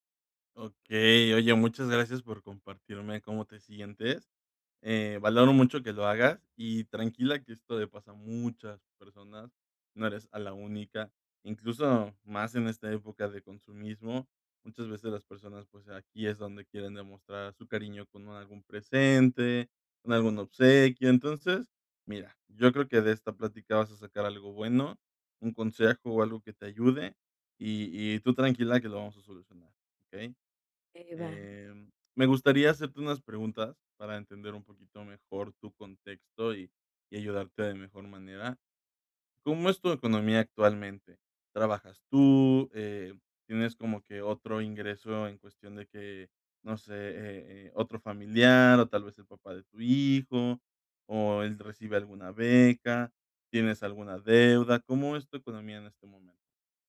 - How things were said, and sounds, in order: tapping
- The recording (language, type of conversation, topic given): Spanish, advice, ¿Cómo puedo cambiar mis hábitos de gasto para ahorrar más?